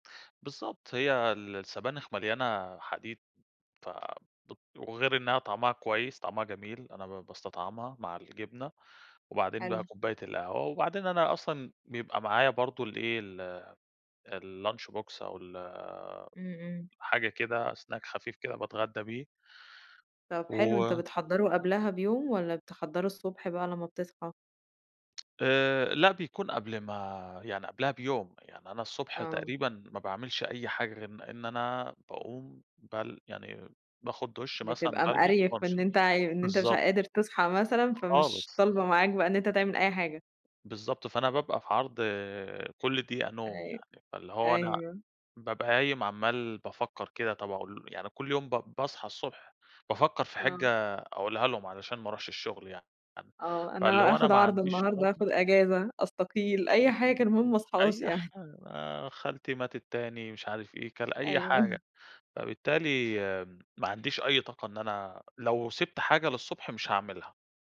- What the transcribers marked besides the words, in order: in English: "الlunch box"; in English: "snack"; tapping; unintelligible speech; laughing while speaking: "يعني"; laugh; other background noise
- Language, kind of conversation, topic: Arabic, podcast, إيه الروتين الصباحي اللي يقوّي طاقتك الذهنية والجسدية؟